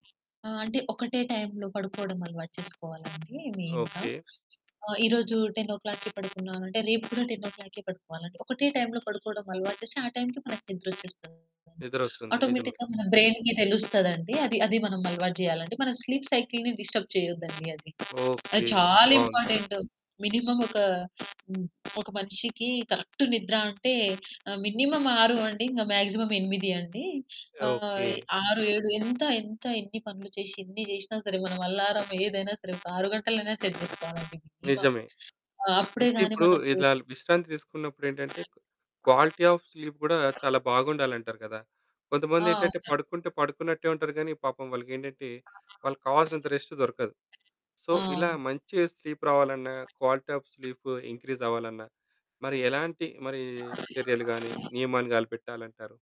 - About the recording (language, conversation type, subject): Telugu, podcast, పని, విశ్రాంతి మధ్య సమతుల్యం కోసం మీరు పాటించే ప్రధాన నియమం ఏమిటి?
- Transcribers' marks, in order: mechanical hum; in English: "మెయిన్‌గా"; in English: "టెన్ ఓ క్లాక్‌కి"; in English: "టెన్ ఓ క్లాక్‌కే"; in English: "ఆటోమేటిక్‌గా"; in English: "బ్రెయిన్‌కి"; in English: "స్లీప్ సైకిల్‌ని డిస్టర్బ్"; in English: "ఇంపార్టెంట్. మినిమమ్"; in English: "కరెక్ట్"; in English: "మినిమమ్"; in English: "మ్యాక్సిమమ్"; in English: "అల్లారమ్"; in English: "సెట్"; in English: "మినిమమ్"; in English: "క్వాలిటీ ఆఫ్ స్లీప్"; other background noise; in English: "రెస్ట్"; in English: "సో"; in English: "స్లీప్"; in English: "క్వాలిటీ ఆఫ్ స్లీప్ ఇంక్రీజ్"